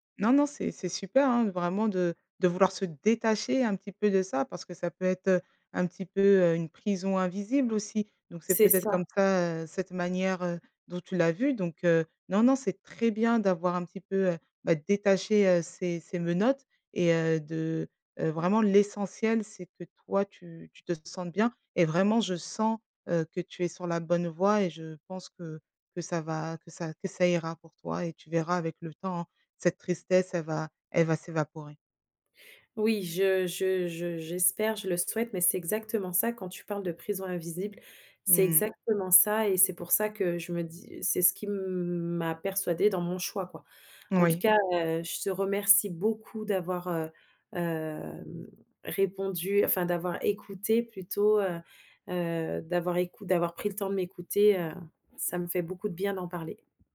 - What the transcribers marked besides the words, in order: stressed: "détacher"; stressed: "l'essentiel"; other background noise; tapping
- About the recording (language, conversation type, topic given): French, advice, Pourquoi envisagez-vous de quitter une relation stable mais non épanouissante ?